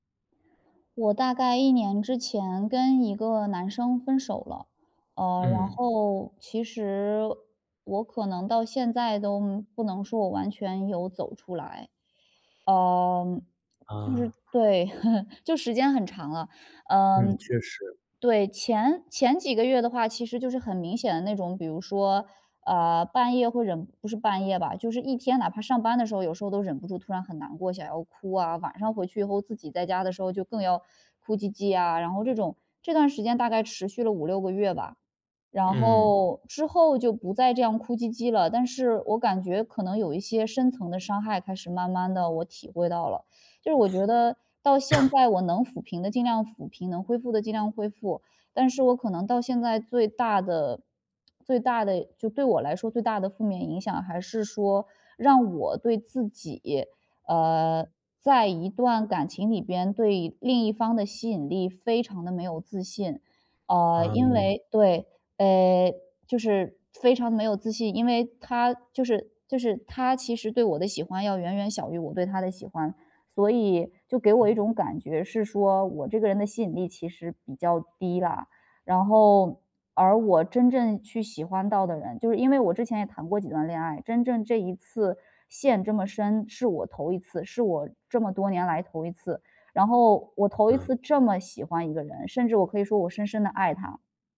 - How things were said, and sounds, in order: laugh; sniff; cough
- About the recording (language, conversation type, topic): Chinese, advice, 我需要多久才能修复自己并准备好开始新的恋情？